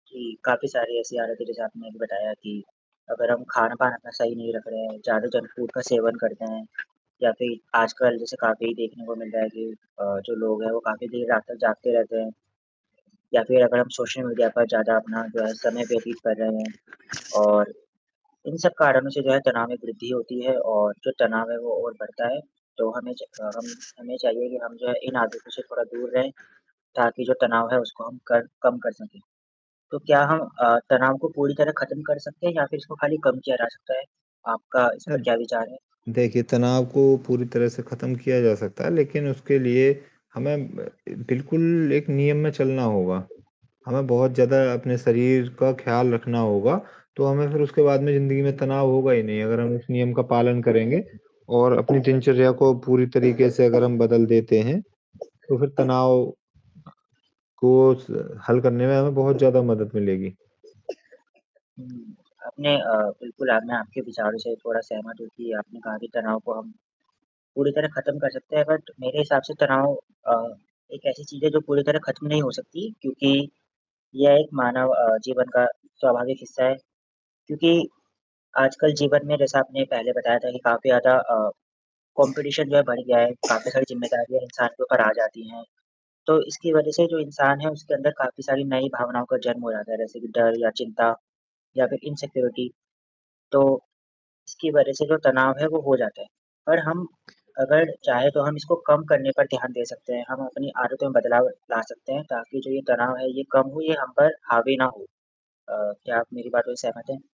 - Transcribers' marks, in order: static; tapping; in English: "जंक फूड"; other background noise; cough; in English: "बट"; in English: "कॉम्पिटिशन"; cough; in English: "इनसेक्यूरिटी"; other noise
- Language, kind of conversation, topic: Hindi, unstructured, आप तनाव दूर करने के लिए कौन-सी गतिविधियाँ करते हैं?
- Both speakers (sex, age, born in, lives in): male, 20-24, India, India; male, 35-39, India, India